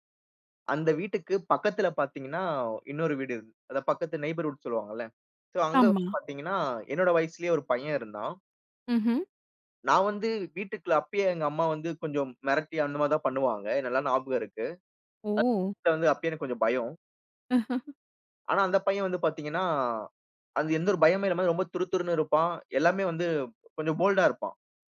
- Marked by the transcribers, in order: in English: "நெய்பர்ஹூட்"; in English: "சோ"; tapping; unintelligible speech; chuckle; in English: "போல்ட்டா"
- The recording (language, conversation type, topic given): Tamil, podcast, உங்கள் முதல் நண்பருடன் நீங்கள் எந்த விளையாட்டுகளை விளையாடினீர்கள்?